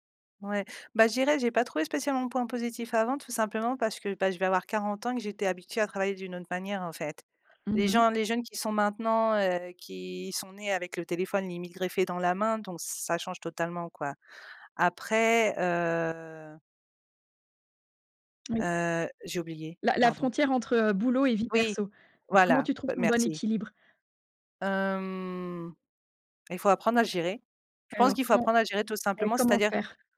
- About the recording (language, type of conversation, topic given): French, podcast, Quels sont, selon toi, les bons et les mauvais côtés du télétravail ?
- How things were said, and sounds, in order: other background noise; drawn out: "heu"; drawn out: "Hem"; tapping